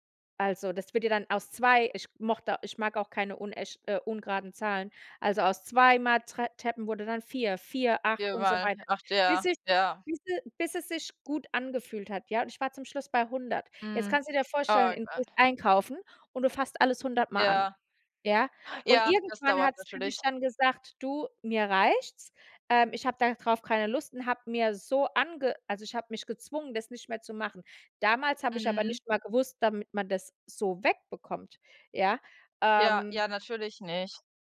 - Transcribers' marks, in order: in English: "Trap Tappen"; unintelligible speech
- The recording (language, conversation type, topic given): German, unstructured, Was hältst du von der Stigmatisierung psychischer Erkrankungen?